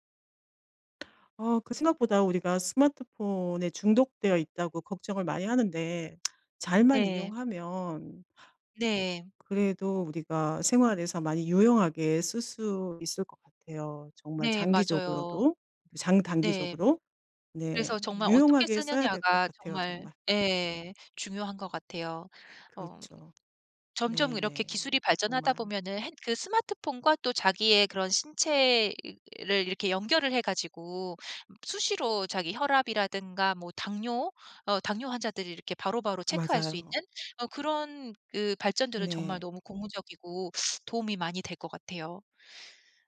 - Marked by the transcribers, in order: tsk; tapping; other background noise; teeth sucking
- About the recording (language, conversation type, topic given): Korean, podcast, 요즘 스마트폰을 어떻게 사용하고 계신가요?